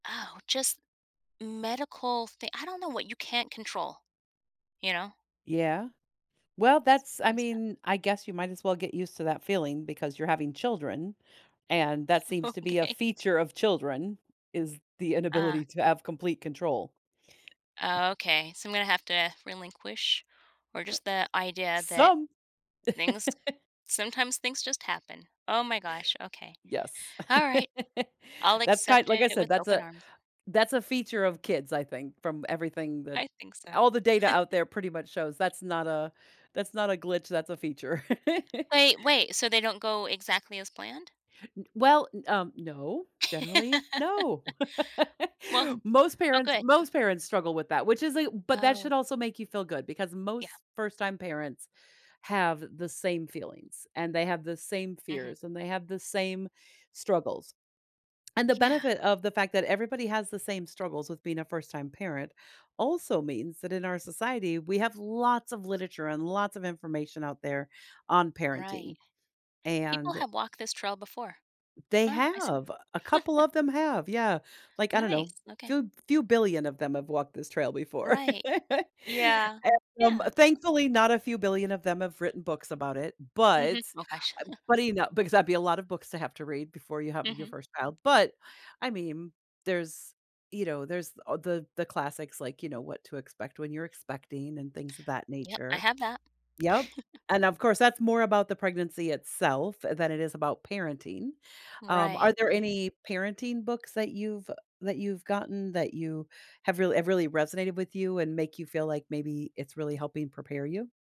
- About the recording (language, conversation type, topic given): English, advice, How can I prepare for becoming a new parent?
- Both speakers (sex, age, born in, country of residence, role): female, 50-54, United States, United States, user; female, 55-59, United States, United States, advisor
- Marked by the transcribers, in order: other background noise; other noise; laughing while speaking: "Okay"; tapping; chuckle; laugh; chuckle; laugh; laugh; stressed: "lots"; chuckle; laugh; stressed: "but"; chuckle; chuckle